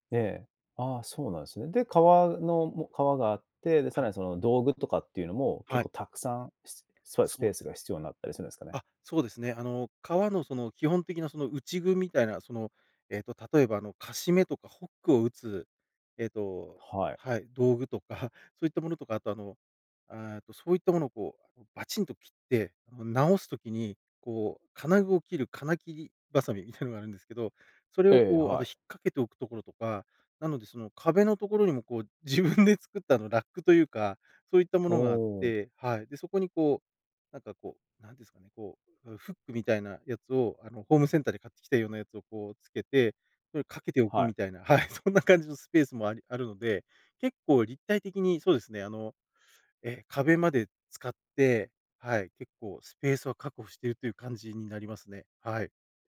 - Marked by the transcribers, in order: chuckle; chuckle
- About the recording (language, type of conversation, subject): Japanese, podcast, 作業スペースはどのように整えていますか？